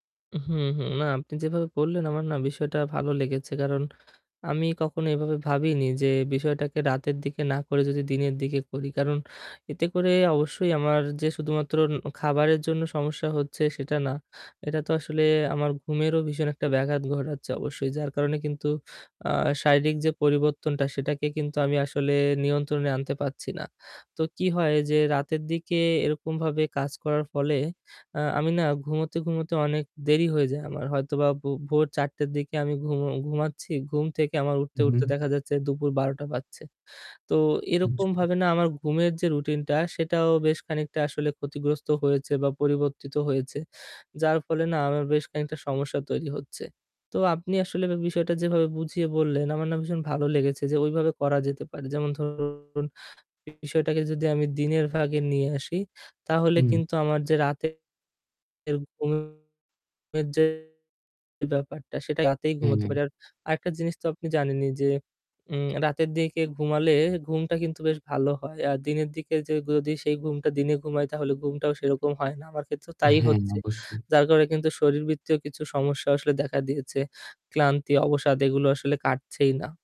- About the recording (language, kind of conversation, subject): Bengali, advice, রাতভর খাওয়া বা নাস্তার অভ্যাস কীভাবে ছাড়তে পারি এবং এ বিষয়ে কীভাবে সমর্থন পেতে পারি?
- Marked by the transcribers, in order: static; unintelligible speech; distorted speech